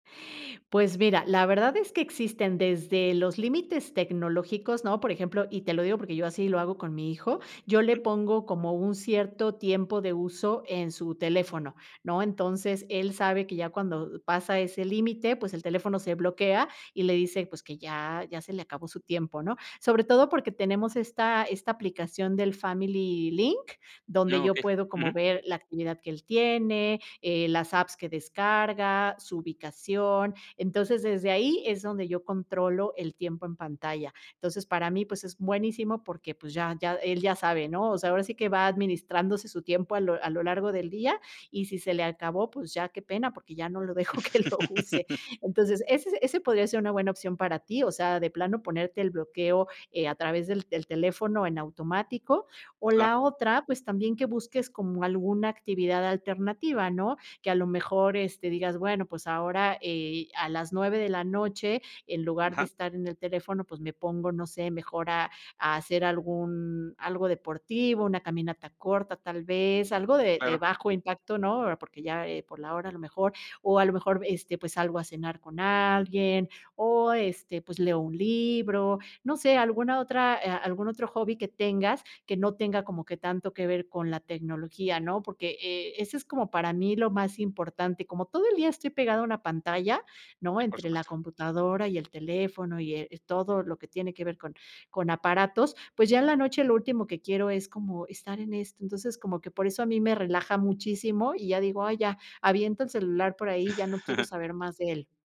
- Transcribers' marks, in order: laughing while speaking: "dejo que lo use"; laugh; chuckle
- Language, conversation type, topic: Spanish, podcast, ¿Qué haces para desconectarte del celular por la noche?